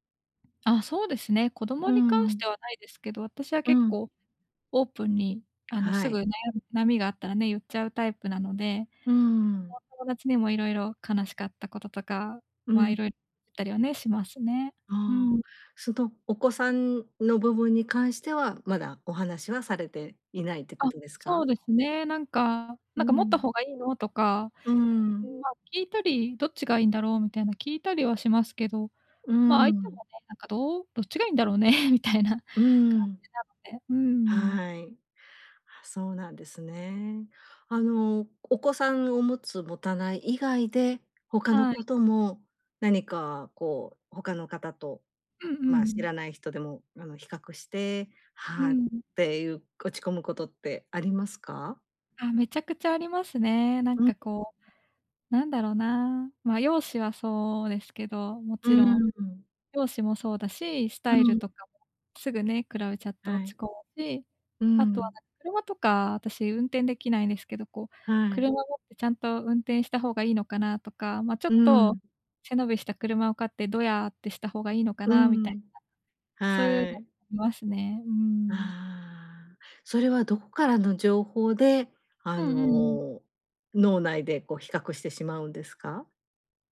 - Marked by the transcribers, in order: tapping; unintelligible speech; other background noise; chuckle; laughing while speaking: "みたいな"; unintelligible speech; unintelligible speech
- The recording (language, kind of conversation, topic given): Japanese, advice, 他人と比べて落ち込んでしまうとき、どうすれば自信を持てるようになりますか？